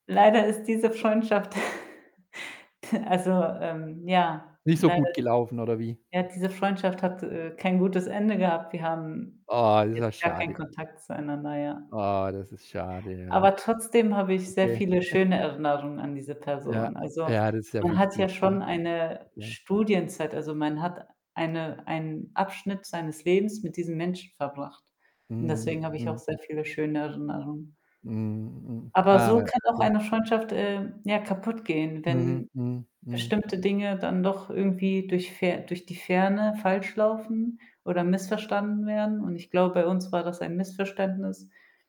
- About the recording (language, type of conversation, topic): German, podcast, Was macht für dich eine gute Freundschaft aus?
- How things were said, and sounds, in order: chuckle; static; chuckle; distorted speech